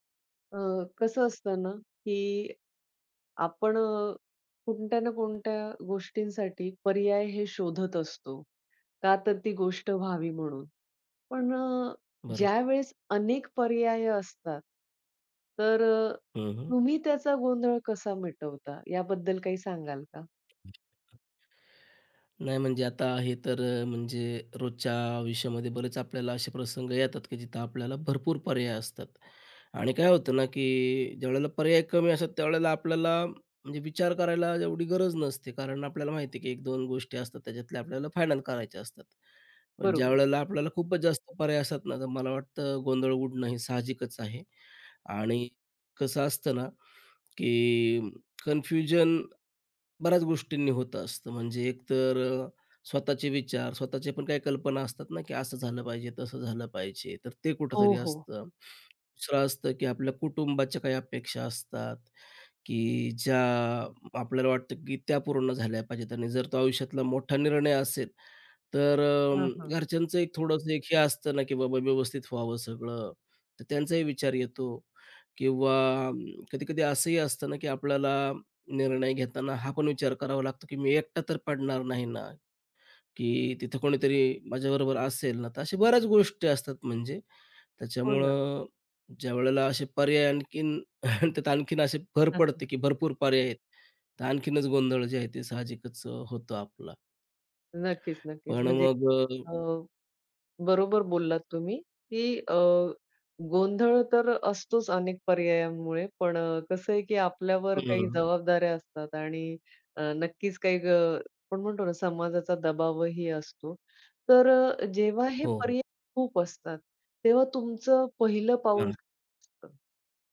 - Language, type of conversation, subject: Marathi, podcast, अनेक पर्यायांमुळे होणारा गोंधळ तुम्ही कसा दूर करता?
- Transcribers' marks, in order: other background noise; drawn out: "की"; unintelligible speech; chuckle; tapping; unintelligible speech